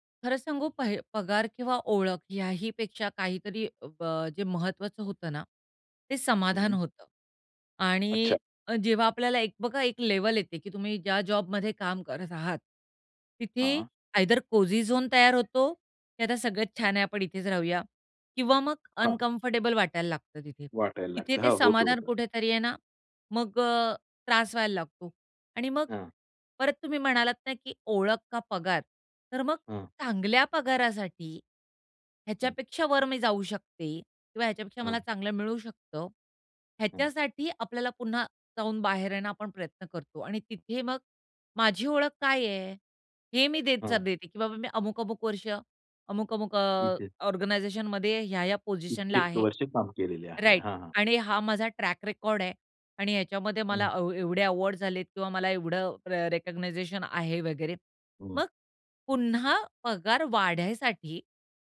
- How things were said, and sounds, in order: in English: "आयदर कोझी झोन"; other noise; in English: "अनकम्फर्टेबल"; tapping; in English: "ऑर्गनायझेशनमध्ये"; in English: "राइट"; in English: "ट्रॅक रेकॉर्ड"; in English: "अवॉर्ड्स"; in English: "रिकॉगनायझेशन"; "वाढण्यासाठी" said as "वाढायसाठी"
- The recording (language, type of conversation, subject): Marathi, podcast, काम म्हणजे तुमच्यासाठी फक्त पगार आहे की तुमची ओळखही आहे?